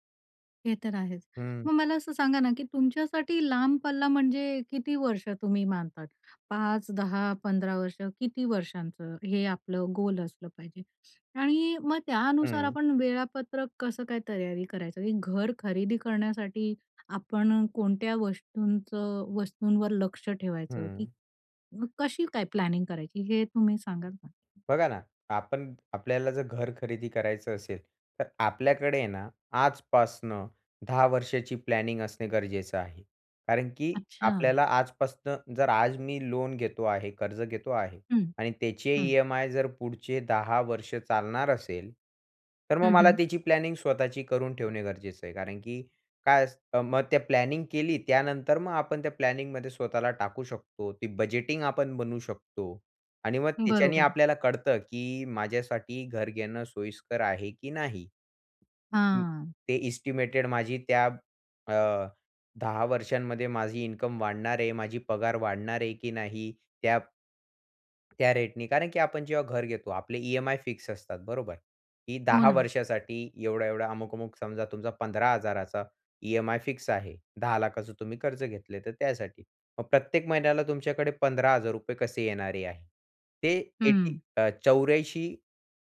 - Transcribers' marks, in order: other background noise; in English: "प्लॅनिंग"; in English: "प्लॅनिंग"; in English: "प्लॅनिंग"; in English: "प्लॅनिंग"; in English: "प्लॅनिंगमध्ये"; swallow; in English: "एस्टिमेटेड"; swallow; swallow; in English: "एटी"
- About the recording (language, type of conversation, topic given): Marathi, podcast, घर खरेदी करायची की भाडेतत्त्वावर राहायचं हे दीर्घकालीन दृष्टीने कसं ठरवायचं?